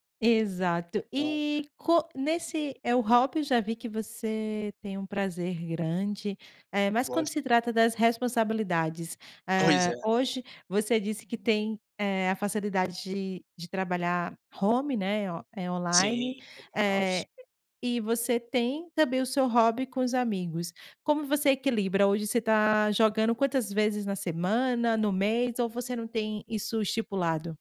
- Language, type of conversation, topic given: Portuguese, podcast, Como você divide seu tempo entre hobbies e responsabilidades?
- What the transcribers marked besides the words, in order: in English: "home"; tapping; in English: "home office"